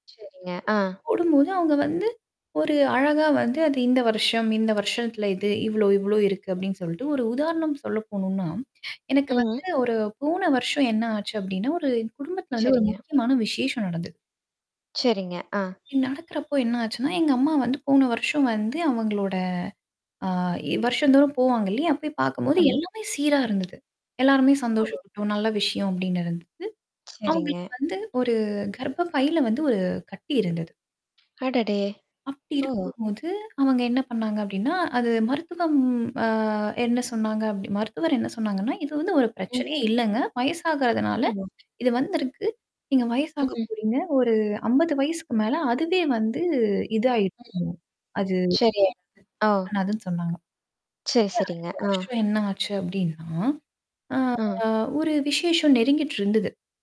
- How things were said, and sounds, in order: static; tapping; other background noise; distorted speech; mechanical hum; unintelligible speech
- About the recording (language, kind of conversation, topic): Tamil, podcast, உடல்நலச் சின்னங்களை நீங்கள் பதிவு செய்வது உங்களுக்கு எப்படிப் பயன் தருகிறது?